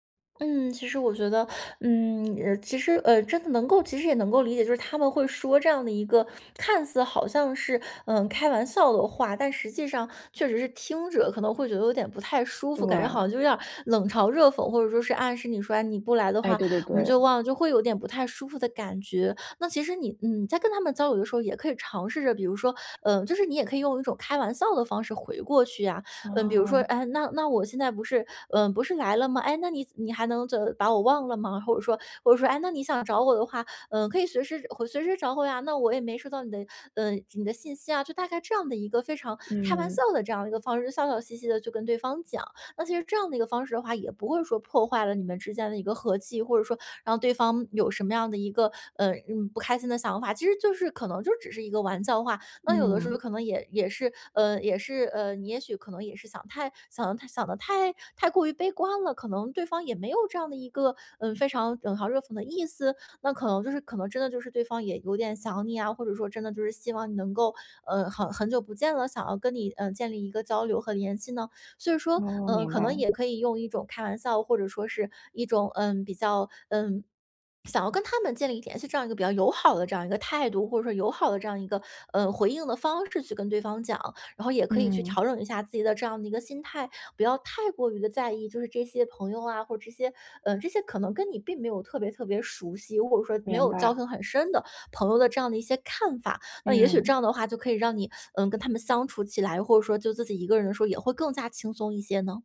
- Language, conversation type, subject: Chinese, advice, 朋友群经常要求我参加聚会，但我想拒绝，该怎么说才礼貌？
- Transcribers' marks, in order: other noise